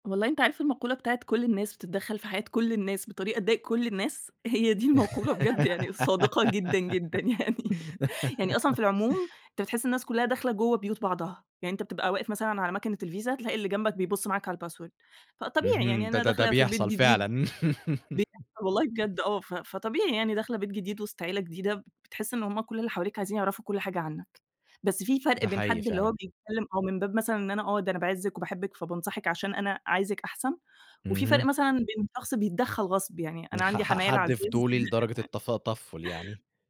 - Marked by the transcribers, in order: laugh; laughing while speaking: "هي دي المقولة بجد يعني صادقة جدًا، جدًا يعني"; in English: "الpassword"; laugh; laugh
- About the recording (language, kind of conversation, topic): Arabic, podcast, إزاي بتتعاملوا مع تدخل أهل الشريك في خصوصياتكم؟